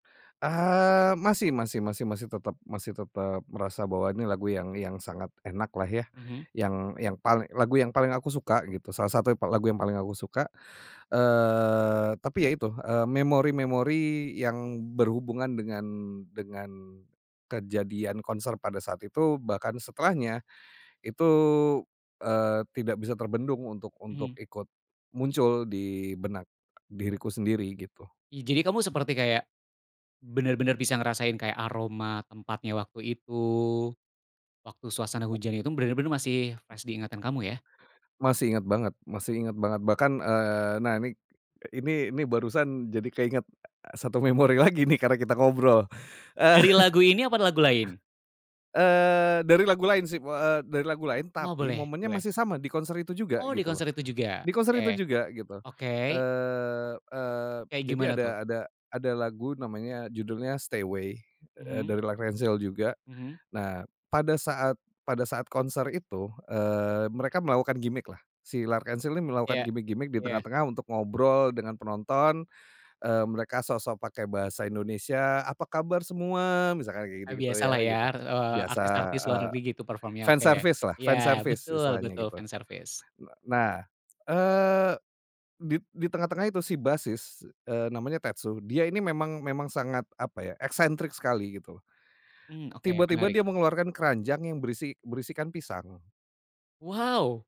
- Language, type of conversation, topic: Indonesian, podcast, Apakah ada lagu yang selalu membuatmu bernostalgia, dan mengapa?
- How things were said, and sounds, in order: other background noise; in English: "fresh"; laughing while speaking: "satu memori lagi nih"; laugh; in English: "fans service"; in English: "perform-nya"; in English: "fans service"; in English: "fans service"